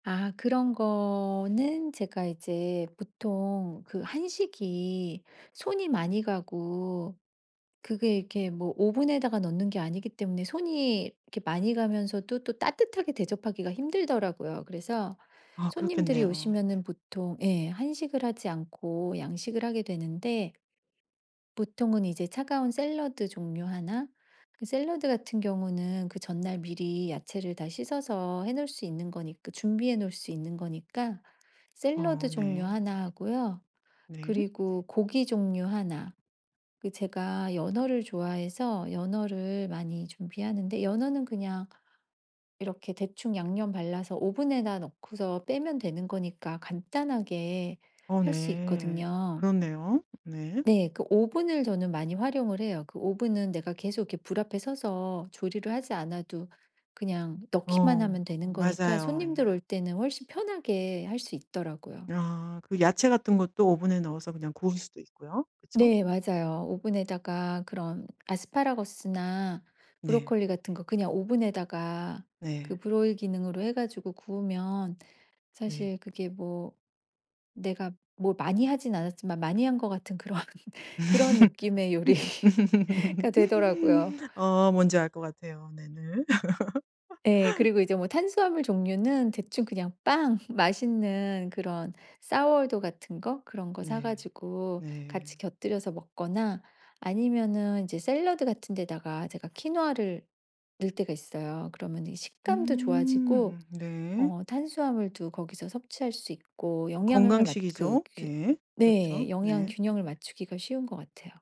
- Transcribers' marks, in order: other background noise; in English: "Broil"; laughing while speaking: "그런"; laugh; laughing while speaking: "요리가"; laugh; laugh; put-on voice: "Sour dough"; in English: "Sour dough"
- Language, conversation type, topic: Korean, podcast, 평소 즐겨 먹는 집밥 메뉴는 뭐가 있나요?